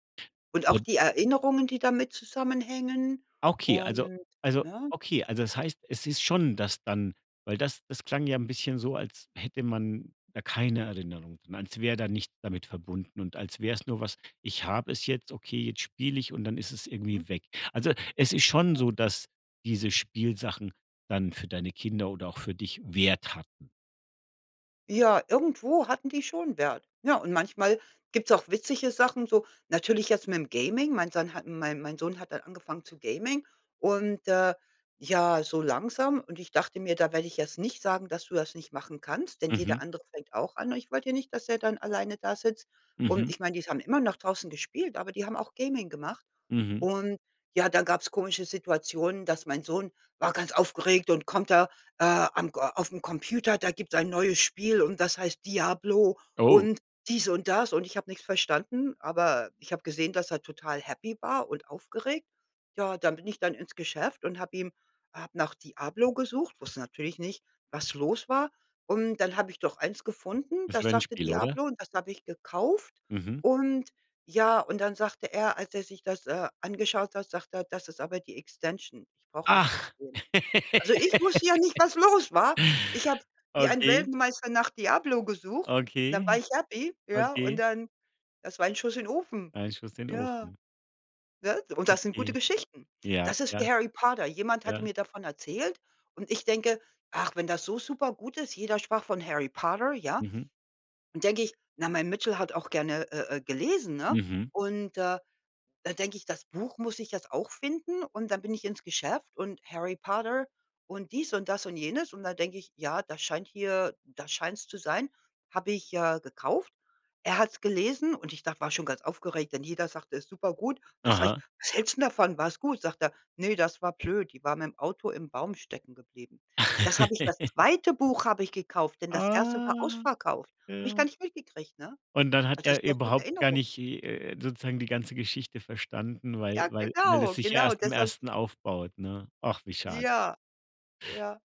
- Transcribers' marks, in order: unintelligible speech; put-on voice: "Am aufm Computer, da gibt's … dies und das"; surprised: "Ach"; laugh; put-on voice: "Harry Potter"; put-on voice: "Harry Potter"; put-on voice: "Harry Potter"; chuckle; joyful: "Ah, ja"; drawn out: "Ah"; joyful: "Ja, genau, genau deshalb"
- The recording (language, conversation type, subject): German, podcast, Was war dein liebstes Spielzeug in deiner Kindheit?